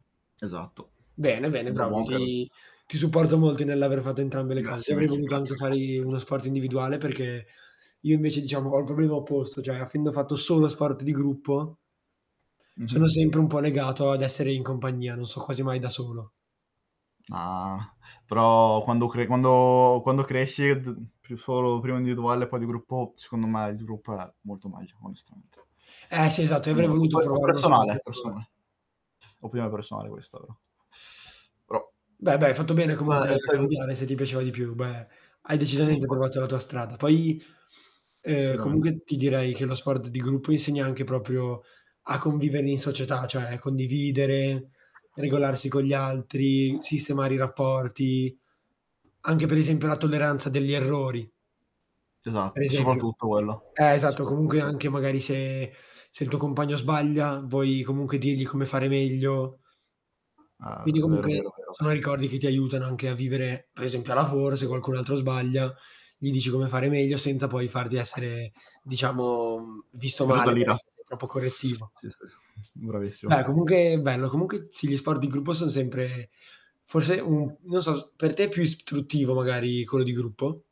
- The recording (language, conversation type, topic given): Italian, unstructured, Qual è il ricordo più bello della tua infanzia?
- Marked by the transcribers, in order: static; other background noise; unintelligible speech; unintelligible speech; distorted speech; unintelligible speech; teeth sucking; unintelligible speech; "Assolutamente" said as "solutamen"; tapping; unintelligible speech; sniff